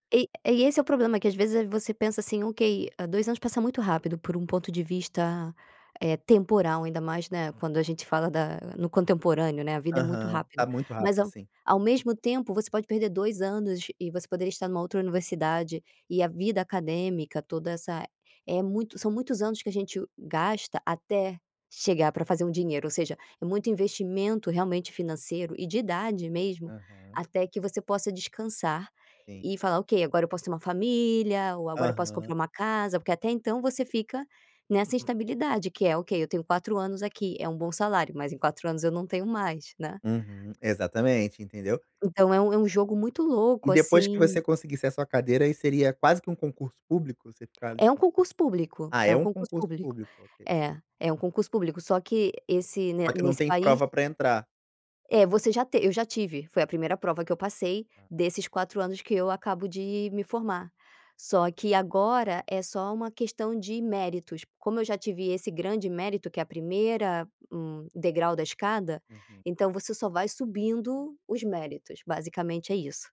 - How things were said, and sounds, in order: unintelligible speech
- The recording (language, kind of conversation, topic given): Portuguese, advice, Como posso ajustar meus objetivos pessoais sem me sobrecarregar?